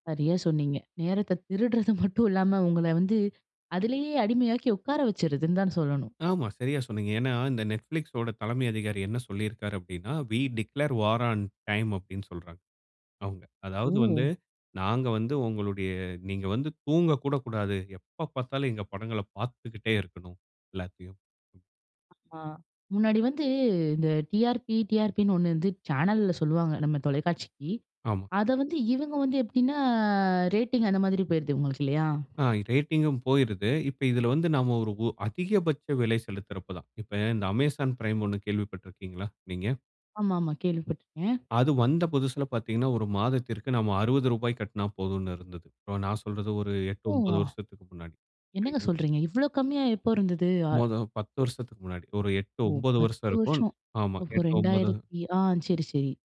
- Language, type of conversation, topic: Tamil, podcast, இணைய வழி காணொளி ஒளிபரப்பு சேவைகள் வந்ததனால் சினிமா எப்படி மாறியுள்ளது என்று நீங்கள் நினைக்கிறீர்கள்?
- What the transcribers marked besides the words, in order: laughing while speaking: "திருடுறது மட்டும் இல்லாம"; other noise; in English: "வீ டிக்ளேர் வார் ஆன் டைம்"; other background noise; tapping; in English: "டிஆர்பி, டிஆர்பினு"; drawn out: "எப்டின்னா"; in English: "ரேட்டிங்"; in English: "ரேட்டிங்கும்"; surprised: "ஓவா! என்னங்க சொல்றீங்க? இவ்ளோ கம்மியா எப்போ இருந்தது? ஆ"